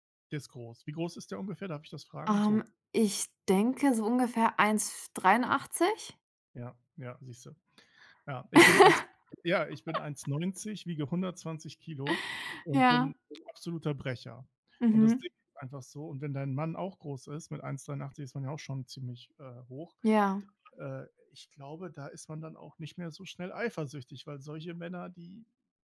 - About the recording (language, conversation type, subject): German, unstructured, Wie reagierst du, wenn dein Partner eifersüchtig ist?
- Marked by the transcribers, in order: snort; giggle; tapping